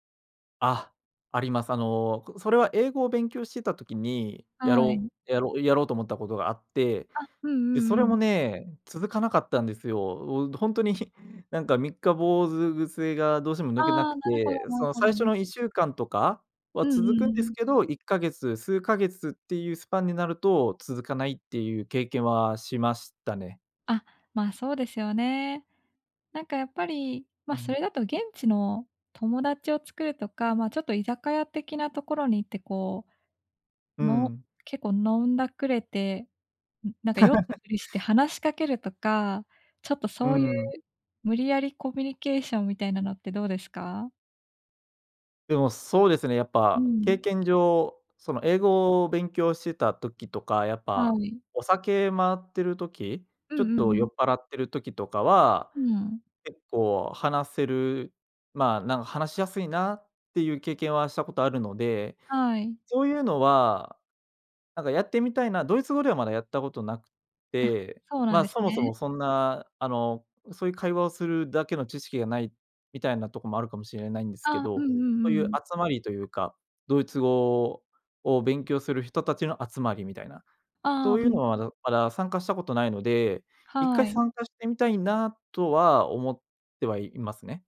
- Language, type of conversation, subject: Japanese, advice, 最初はやる気があるのにすぐ飽きてしまうのですが、どうすれば続けられますか？
- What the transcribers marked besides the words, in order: laugh